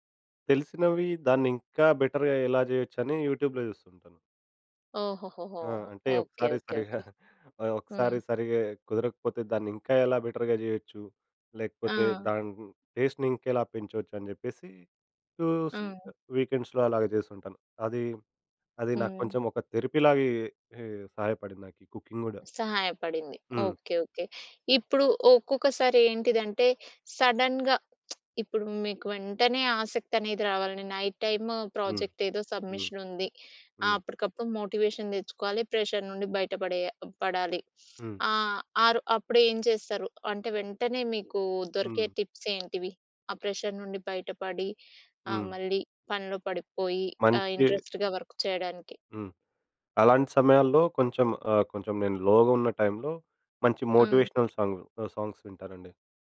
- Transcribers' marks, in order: in English: "బెటర్‌గా"; in English: "యూట్యూబ్‌లో"; chuckle; in English: "బెటర్‌గా"; in English: "టేస్ట్‌ని"; in English: "వీకెండ్స్‌లో"; in English: "థెరపీ"; in English: "సడన్‌గా"; lip smack; in English: "నైట్ టైమ్ ప్రాజెక్ట్"; in English: "సబ్మిషన్"; in English: "మోటివేషన్"; in English: "ప్రెజర్"; in English: "టిప్స్"; other background noise; in English: "ప్రెజర్"; in English: "ఇంట్రెస్ట్‌గా"; in English: "లోగా"; in English: "టైంలో"; in English: "మోటివేషనల్ సాంగ్ సాంగ్స్"
- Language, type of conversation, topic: Telugu, podcast, ఆసక్తి కోల్పోతే మీరు ఏ చిట్కాలు ఉపయోగిస్తారు?